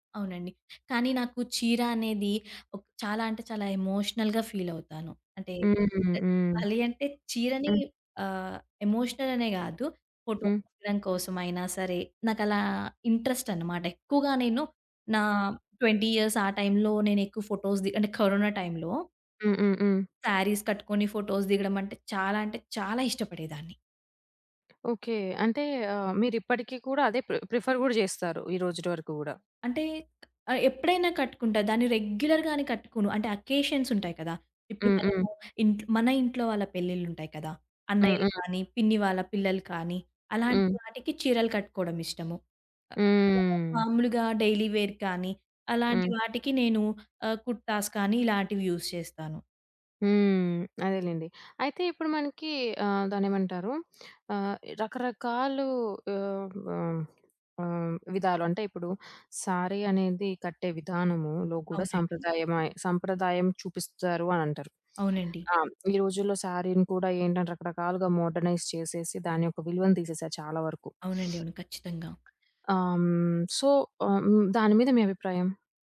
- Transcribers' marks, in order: in English: "ఎమోషనల్‌గా ఫీల్"; in English: "ఎమోషనల్"; in English: "ఇంట్రెస్ట్"; in English: "ట్వెంటీ ఇయర్స్"; in English: "ఫోటోస్"; in English: "శారీస్"; in English: "ఫోటోస్"; stressed: "చాలా"; other background noise; in English: "ప్రిఫర్"; in English: "అకేషన్స్"; drawn out: "హ్మ్"; in English: "డైలీ వేర్"; in English: "కుర్తాస్"; in English: "యూజ్"; in English: "శారీ"; in English: "శారీని"; in English: "మోడ్రనైజ్"; sniff; in English: "సో"
- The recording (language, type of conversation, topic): Telugu, podcast, మీకు శారీ లేదా కుర్తా వంటి సాంప్రదాయ దుస్తులు వేసుకుంటే మీ మనసులో ఎలాంటి భావాలు కలుగుతాయి?